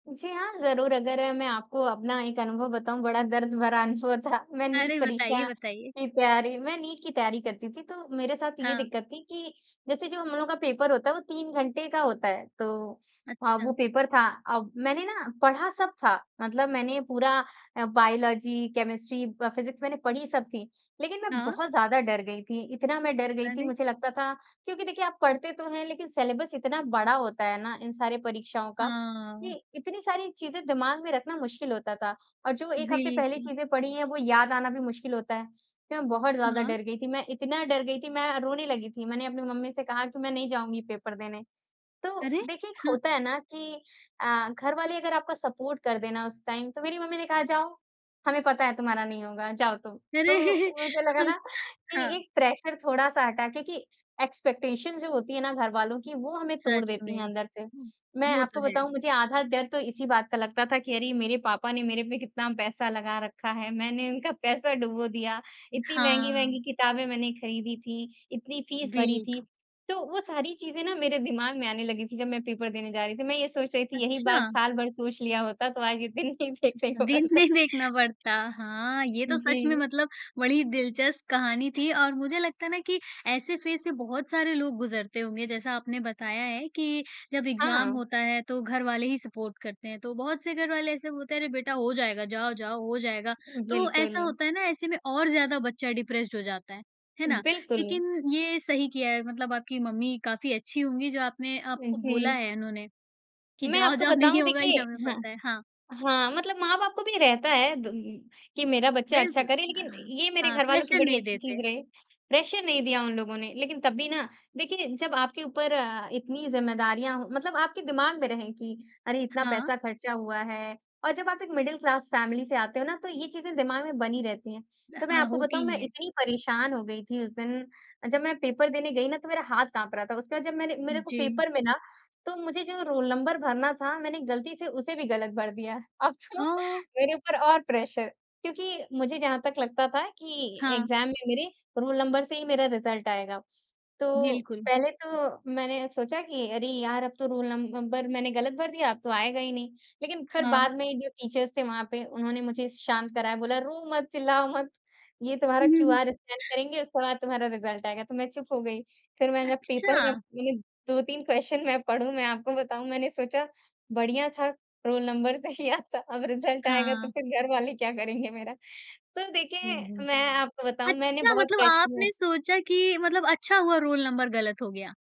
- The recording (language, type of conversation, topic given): Hindi, podcast, परीक्षा के दबाव से निपटने का आपका तरीका क्या है?
- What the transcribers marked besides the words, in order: laughing while speaking: "अनुभव था"; in English: "पेपर"; in English: "पेपर"; in English: "पेपर"; in English: "सपोर्ट"; in English: "टाइम"; laughing while speaking: "अरे, हाँ, हाँ"; in English: "प्रेशर"; in English: "एक्सपेक्टेशन"; in English: "पेपर"; laughing while speaking: "ये दिन नहीं देखने को मिलता"; laughing while speaking: "नहीं देखना पड़ता"; other background noise; in English: "फेज़"; in English: "एग्ज़ाम"; in English: "सपोर्ट"; in English: "डिप्रेस्ड"; laughing while speaking: "नहीं होगा ये हमें पता है"; in English: "प्रेशर"; in English: "प्रेशर"; in English: "मिडल क्लास फैमिली"; in English: "पेपर"; laughing while speaking: "अब तो मेरे ऊपर और प्रेशर"; in English: "प्रेशर"; in English: "एग्ज़ाम"; in English: "रिजल्ट"; in English: "टीचर्स"; chuckle; in English: "रिजल्ट"; in English: "क्वेश्चन"; laughing while speaking: "रोल नंबर से ही आता … क्या करेंगे मेरा"; in English: "रिजल्ट"; in English: "प्रेशर"